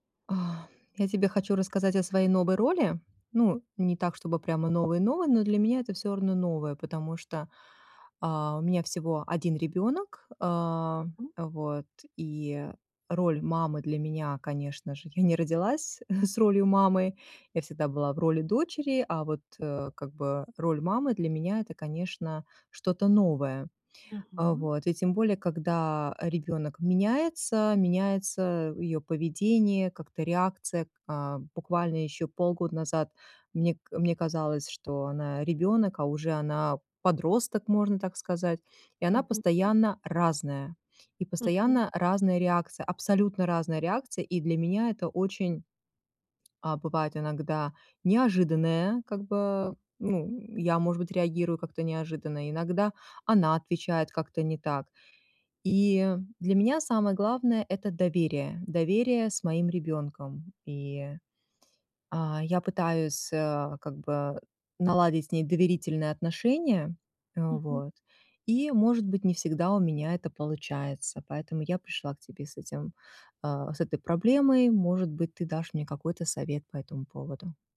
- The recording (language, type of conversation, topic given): Russian, advice, Как построить доверие в новых отношениях без спешки?
- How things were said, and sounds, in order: sigh; tapping; laughing while speaking: "с ролью"; stressed: "разная"